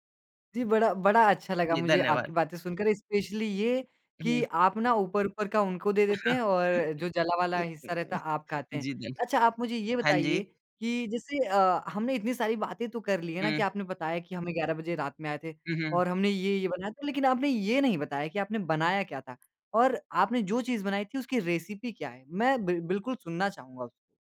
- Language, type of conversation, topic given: Hindi, podcast, खाना बनाते समय आपको कौन-सी याद सबसे ज़्यादा खुश कर देती है?
- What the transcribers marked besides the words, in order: in English: "इस्पेशली"; chuckle; unintelligible speech; in English: "रेसिपी"